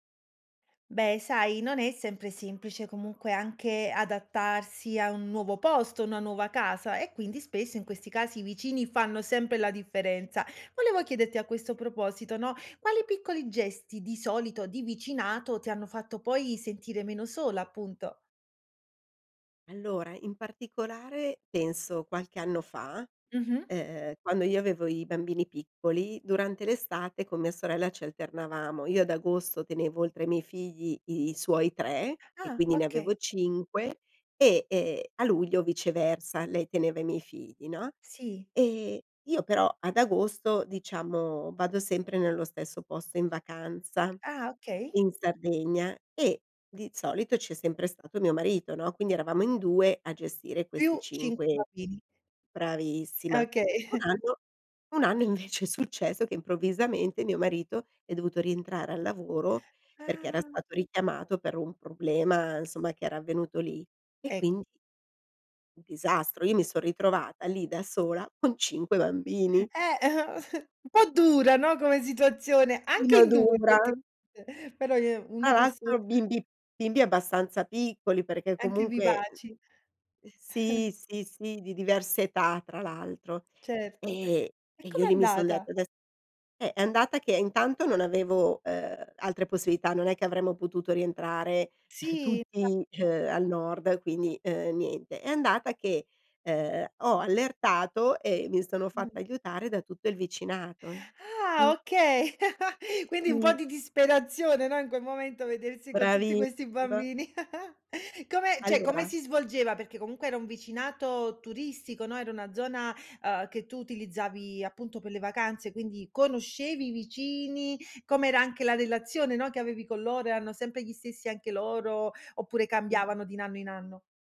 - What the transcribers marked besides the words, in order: alarm; other background noise; laughing while speaking: "invece"; chuckle; "insomma" said as "nsomma"; chuckle; chuckle; chuckle; unintelligible speech; chuckle; chuckle; chuckle; "cioè" said as "ceh"; "erano" said as "eanno"
- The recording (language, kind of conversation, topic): Italian, podcast, Quali piccoli gesti di vicinato ti hanno fatto sentire meno solo?